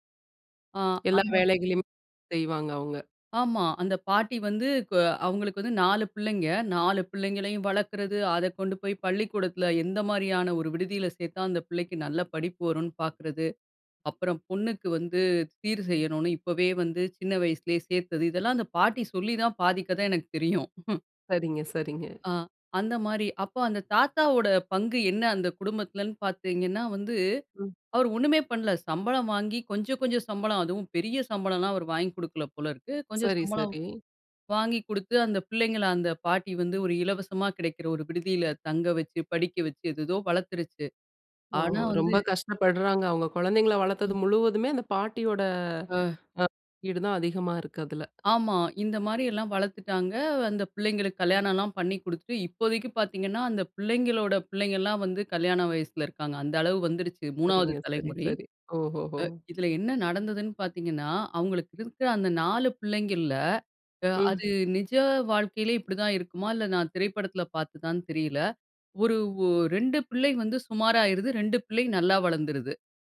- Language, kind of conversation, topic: Tamil, podcast, உங்கள் முன்னோர்களிடமிருந்து தலைமுறைதோறும் சொல்லிக்கொண்டிருக்கப்படும் முக்கியமான கதை அல்லது வாழ்க்கைப் பாடம் எது?
- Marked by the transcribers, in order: other noise; other background noise; chuckle; tapping; drawn out: "பாட்டியோட"